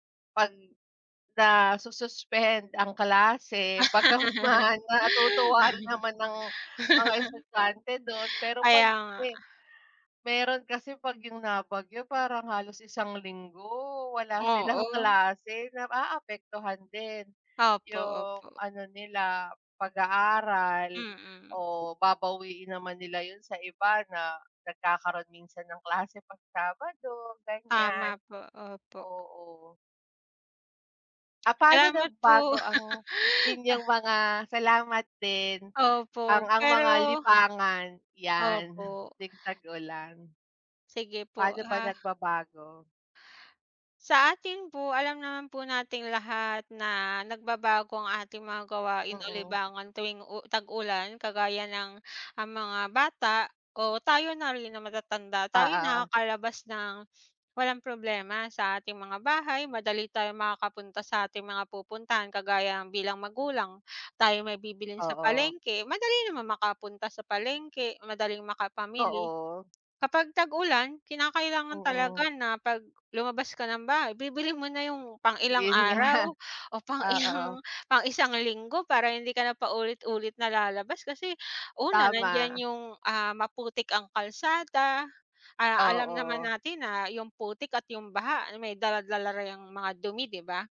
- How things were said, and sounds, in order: laugh; laughing while speaking: "Yun nga"; other background noise
- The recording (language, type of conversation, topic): Filipino, unstructured, Paano nagbabago ang inyong pamumuhay tuwing tag-ulan?